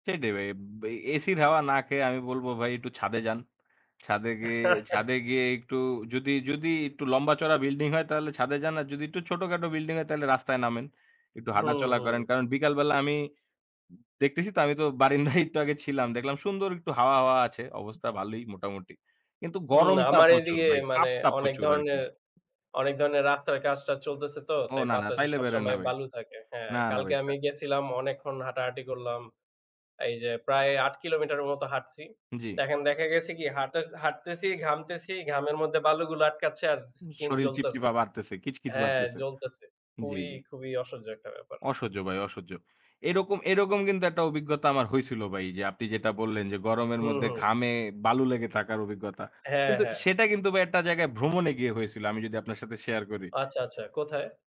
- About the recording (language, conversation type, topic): Bengali, unstructured, তোমার পরিবারের সবচেয়ে প্রিয় স্মৃতি কোনটি?
- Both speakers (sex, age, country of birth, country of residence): male, 25-29, Bangladesh, Bangladesh; male, 25-29, Bangladesh, Bangladesh
- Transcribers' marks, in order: chuckle; laughing while speaking: "বারিন্দায় একটু আগে ছিলাম"